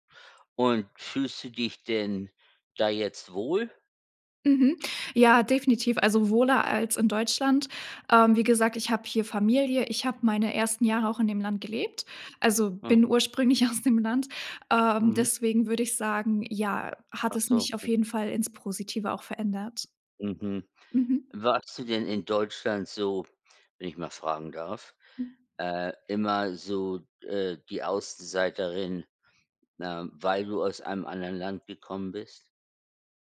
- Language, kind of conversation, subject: German, podcast, Was hilft dir, aus der Komfortzone rauszugehen?
- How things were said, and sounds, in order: laughing while speaking: "aus"